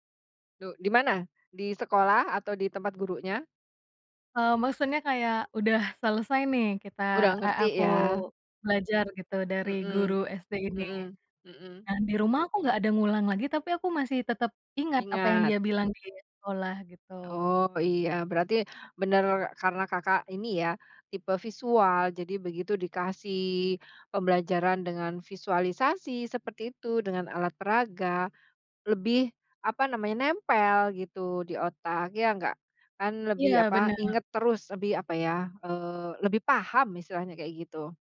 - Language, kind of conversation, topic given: Indonesian, podcast, Bagaimana mentor dapat membantu ketika kamu merasa buntu belajar atau kehilangan motivasi?
- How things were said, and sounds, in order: none